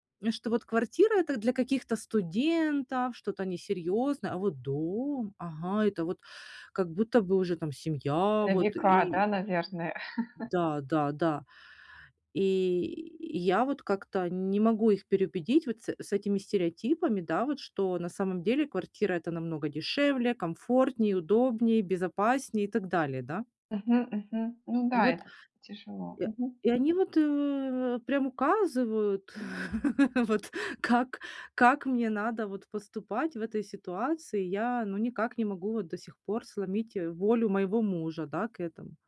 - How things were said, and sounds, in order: chuckle; chuckle; laughing while speaking: "вот"
- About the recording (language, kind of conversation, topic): Russian, advice, Как справляться с давлением со стороны общества и стереотипов?
- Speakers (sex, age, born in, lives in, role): female, 40-44, Ukraine, Mexico, user; female, 45-49, Russia, Mexico, advisor